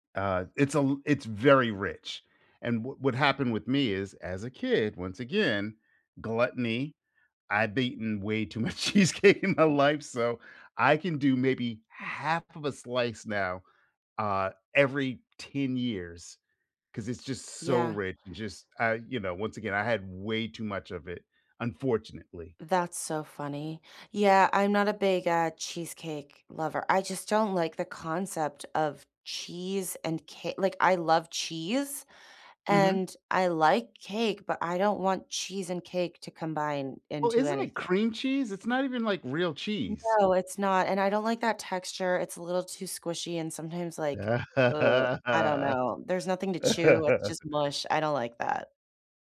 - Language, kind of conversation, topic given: English, unstructured, What food-related memory makes you smile?
- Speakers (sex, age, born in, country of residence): female, 35-39, United States, United States; male, 55-59, United States, United States
- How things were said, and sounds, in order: laughing while speaking: "cheesecake in my life"; laugh